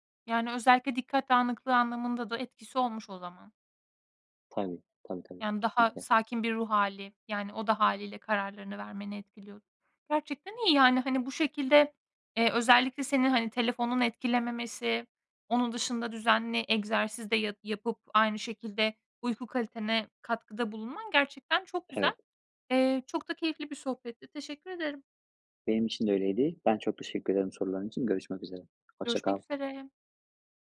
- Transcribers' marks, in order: none
- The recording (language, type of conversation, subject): Turkish, podcast, Uyku düzeninin zihinsel sağlığa etkileri nelerdir?